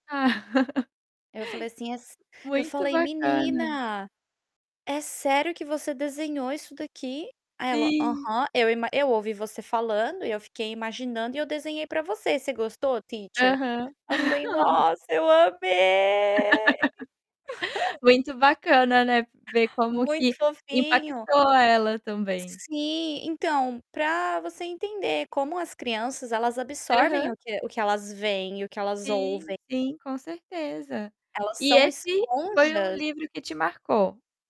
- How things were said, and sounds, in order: laugh; distorted speech; laugh; in English: "teacher?"; laugh; put-on voice: "Nossa, eu amei!"; chuckle; static
- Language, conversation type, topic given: Portuguese, podcast, Qual tradição você quer passar adiante?